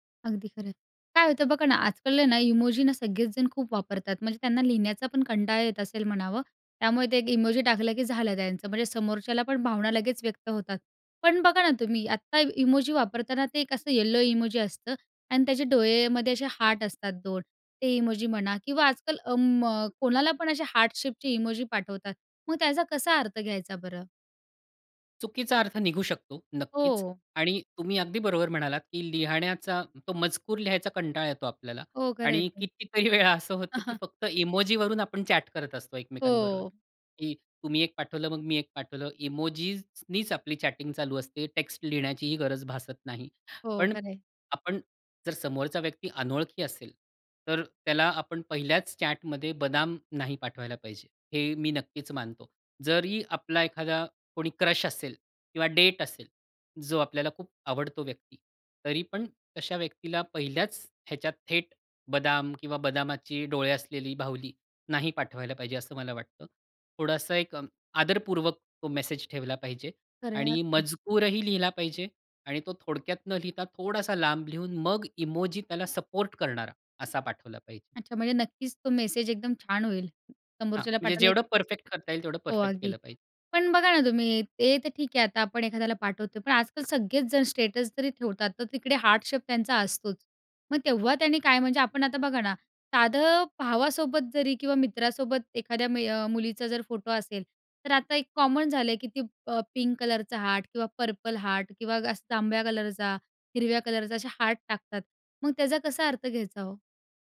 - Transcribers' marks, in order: tapping; in English: "हार्ट शेपचे इमोजी"; chuckle; laughing while speaking: "वेळा"; in English: "चॅट"; in English: "चॅटिंग"; in English: "चॅटमध्ये"; in English: "क्रश"; other background noise; in English: "स्टेटस"; in English: "पिंक"; in English: "पर्पल"
- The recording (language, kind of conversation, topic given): Marathi, podcast, इमोजी वापरल्यामुळे संभाषणात कोणते गैरसमज निर्माण होऊ शकतात?